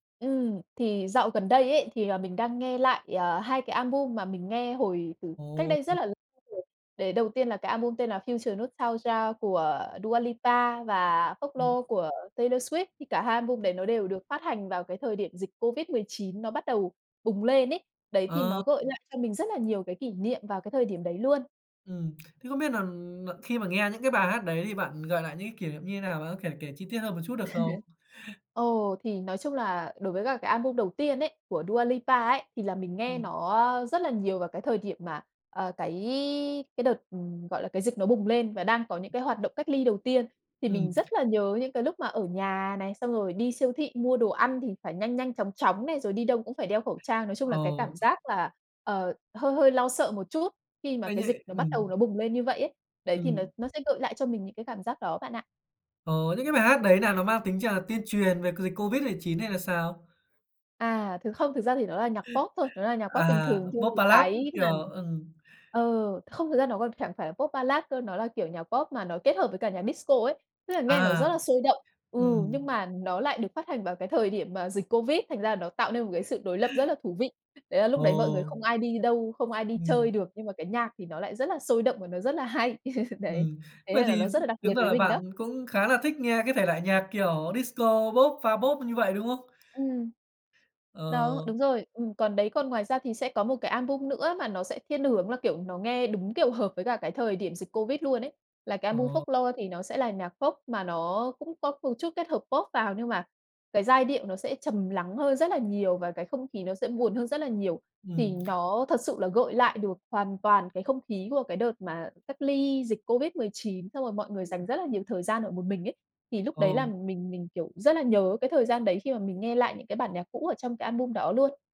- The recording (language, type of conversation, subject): Vietnamese, podcast, Bạn có hay nghe lại những bài hát cũ để hoài niệm không, và vì sao?
- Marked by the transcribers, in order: tapping; laugh; other background noise; chuckle; chuckle; laugh